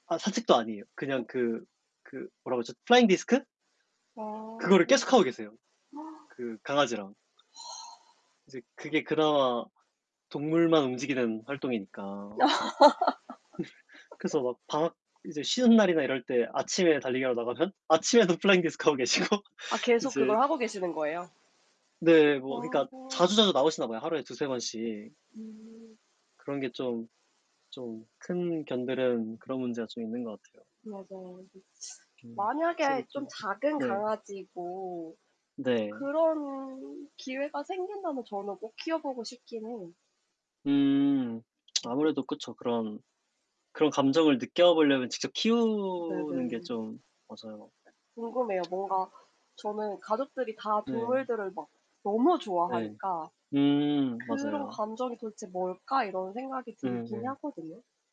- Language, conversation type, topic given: Korean, unstructured, 동물들이 주는 위로와 사랑에 대해 어떻게 생각하시나요?
- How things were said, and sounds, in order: in English: "플라잉 디스크?"; static; distorted speech; other background noise; gasp; sigh; tapping; laugh; in English: "플라잉 디스크"; laughing while speaking: "계시고"; tsk